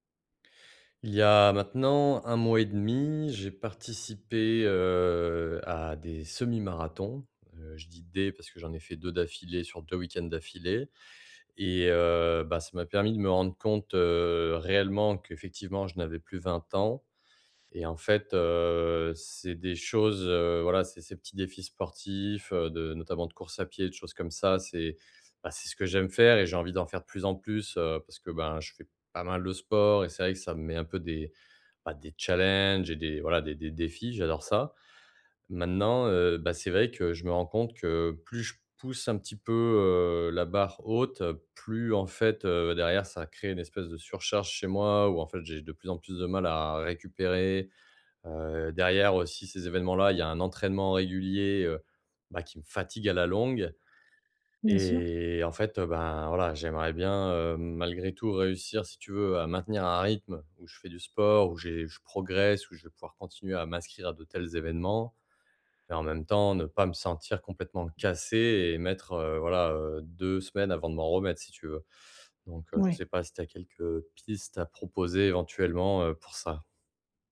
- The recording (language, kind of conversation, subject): French, advice, Pourquoi est-ce que je me sens épuisé(e) après les fêtes et les sorties ?
- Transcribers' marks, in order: drawn out: "heu"; tapping; stressed: "cassé"